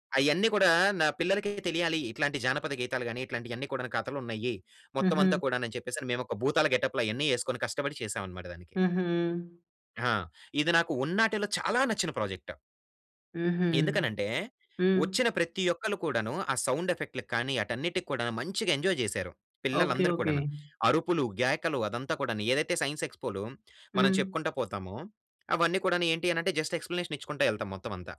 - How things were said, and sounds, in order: in English: "గెటప్‌లో"; in English: "సౌండ్ ఎఫెక్ట్‌లకి"; in English: "ఎంజాయ్"; in English: "ఎక్స్‌పోలో"; in English: "జస్ట్ ఎక్స్‌ప్లనేషన్"
- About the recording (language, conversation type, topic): Telugu, podcast, మీకు అత్యంత నచ్చిన ప్రాజెక్ట్ గురించి వివరించగలరా?